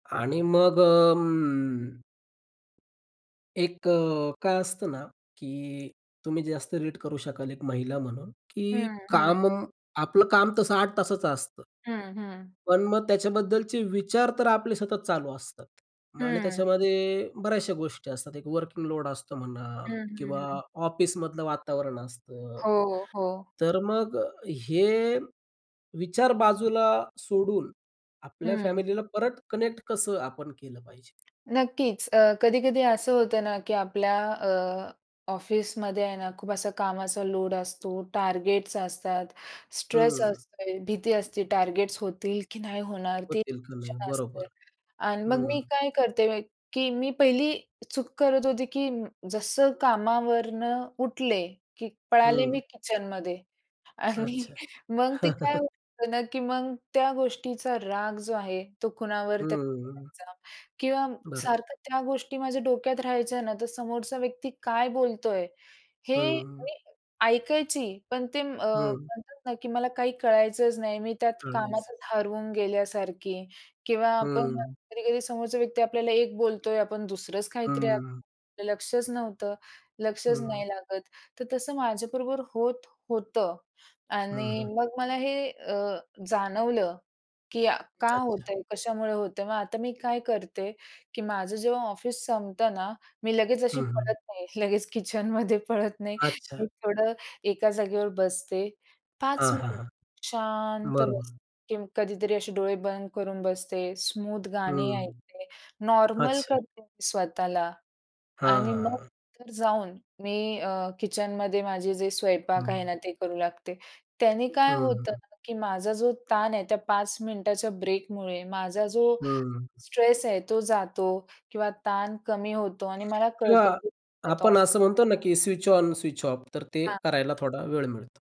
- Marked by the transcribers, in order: other background noise; tapping; laughing while speaking: "आणि"; chuckle; music; laughing while speaking: "लगेच किचनमध्ये पळत नाही"
- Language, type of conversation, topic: Marathi, podcast, काम आणि वैयक्तिक आयुष्य यांचा समतोल साधण्यासाठी तुम्ही कोणते सोपे उपाय सुचवाल?